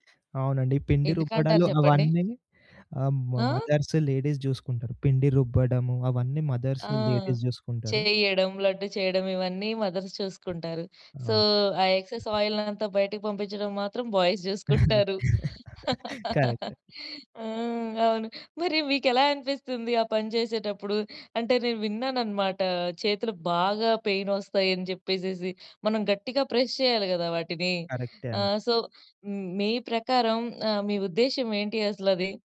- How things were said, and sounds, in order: other background noise; in English: "మదర్సు, లేడీస్"; in English: "మదర్సు లేడీస్"; in English: "మదర్స్"; in English: "సో"; in English: "ఎక్సెస్"; in English: "బాయ్స్"; chuckle; in English: "కరెక్ట్"; chuckle; tapping; in English: "ప్రెస్"; in English: "సో"
- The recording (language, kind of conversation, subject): Telugu, podcast, పండుగ సమయంలో మీరు ఇష్టపడే వంటకం ఏది?